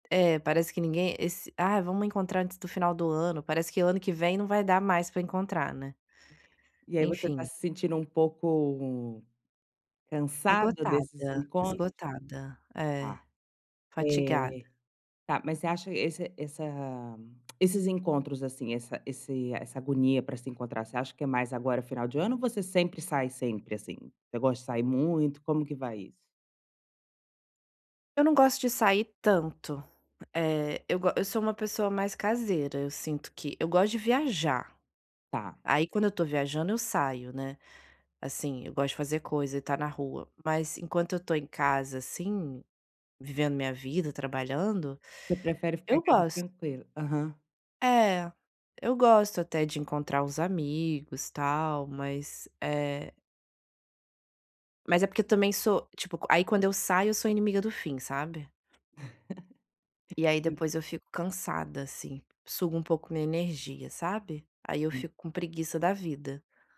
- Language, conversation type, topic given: Portuguese, advice, Como sei quando preciso descansar de eventos sociais?
- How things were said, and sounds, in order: other background noise; tongue click; tapping; laugh; unintelligible speech